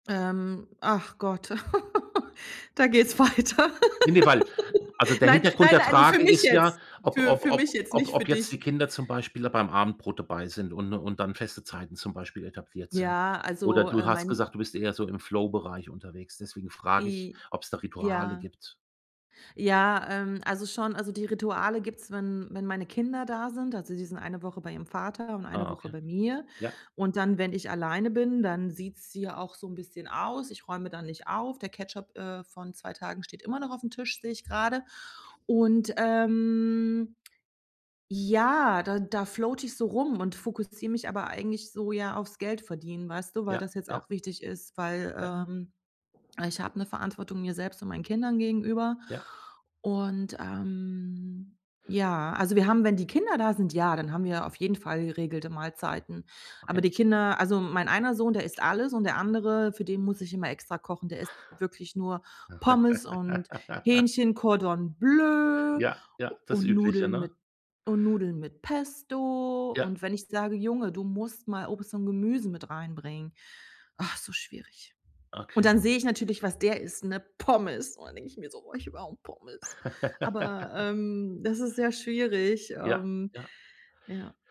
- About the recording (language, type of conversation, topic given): German, advice, Warum fällt es mir so schwer, gesunde Mahlzeiten zu planen und langfristig durchzuhalten?
- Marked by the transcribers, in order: chuckle; laughing while speaking: "da geht's weiter"; laugh; other background noise; drawn out: "ähm"; in English: "floate"; drawn out: "ähm"; laugh; laugh